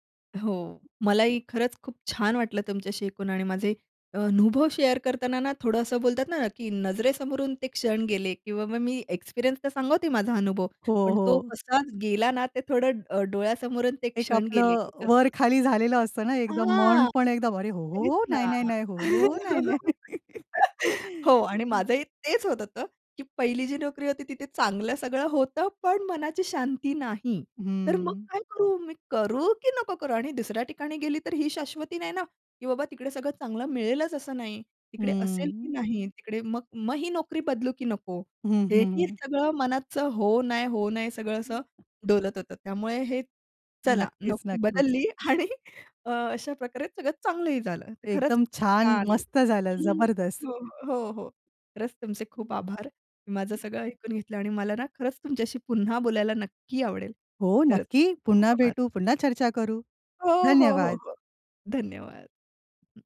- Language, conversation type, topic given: Marathi, podcast, नोकरी बदलावी की त्याच ठिकाणी राहावी, हे तू कसे ठरवतोस?
- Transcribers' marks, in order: other background noise; tapping; in English: "शेअर"; chuckle; chuckle; laughing while speaking: "आणि"; chuckle; unintelligible speech